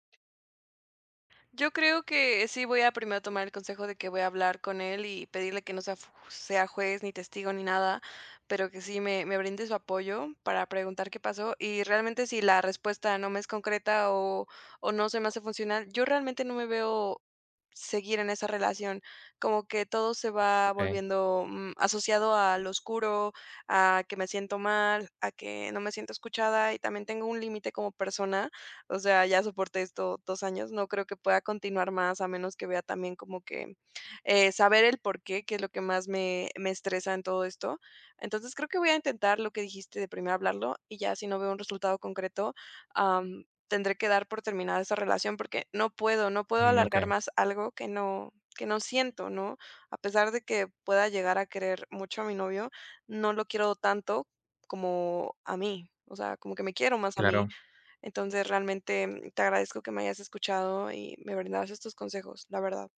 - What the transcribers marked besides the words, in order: none
- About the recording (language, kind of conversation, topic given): Spanish, advice, ¿Cómo puedo hablar con mi pareja sobre un malentendido?